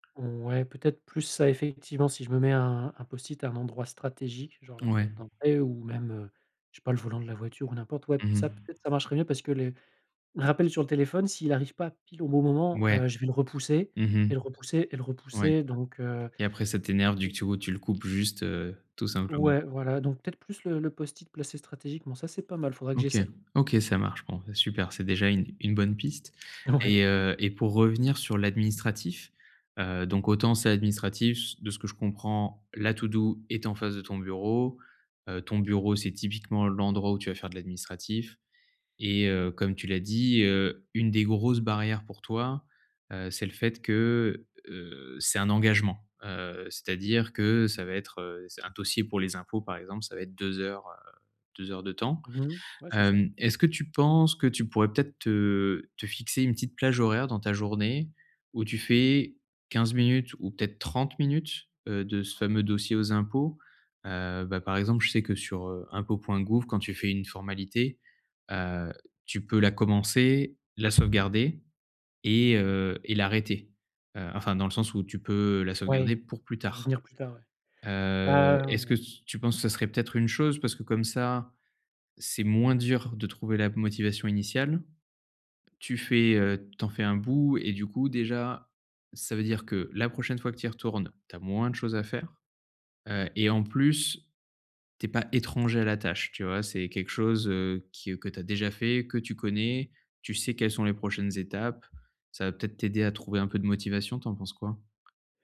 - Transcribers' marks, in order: unintelligible speech; laughing while speaking: "Ouais"; in English: "to-do"; tapping; stressed: "étranger"
- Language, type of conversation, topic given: French, advice, Comment surmonter l’envie de tout remettre au lendemain ?